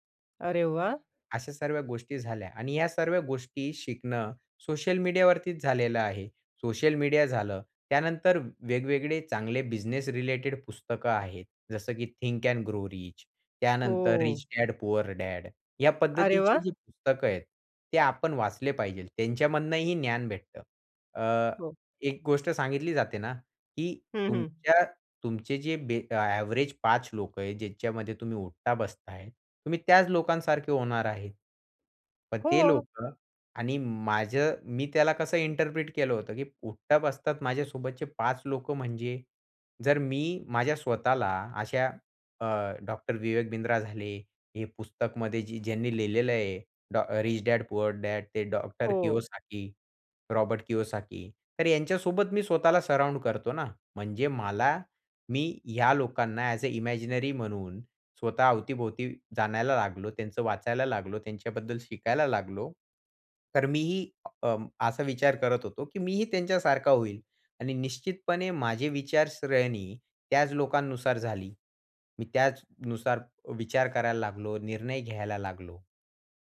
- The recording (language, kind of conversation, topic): Marathi, podcast, नवीन क्षेत्रात उतरताना ज्ञान कसं मिळवलंत?
- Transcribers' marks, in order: tapping; in English: "एव्हरेज"; in English: "इंटरप्रिट"; in English: "सराउंड"; in English: "ॲज अ इमॅजिनरी"